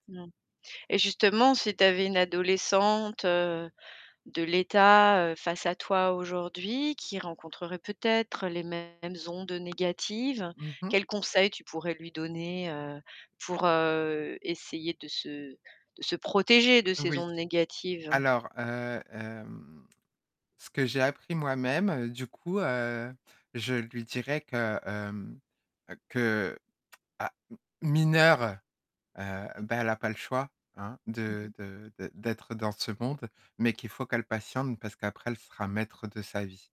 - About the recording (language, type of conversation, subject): French, podcast, Quel conseil donnerais-tu à ton toi adolescent ?
- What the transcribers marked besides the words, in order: distorted speech; tapping